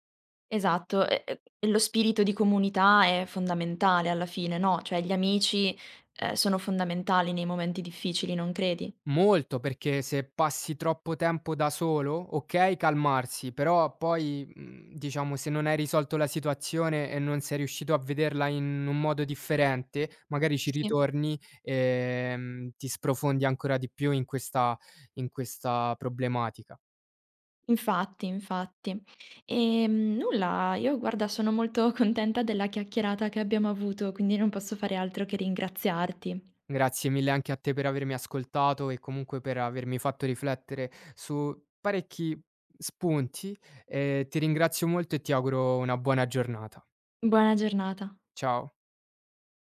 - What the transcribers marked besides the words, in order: tapping; other background noise
- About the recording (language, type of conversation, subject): Italian, podcast, Come cerchi supporto da amici o dalla famiglia nei momenti difficili?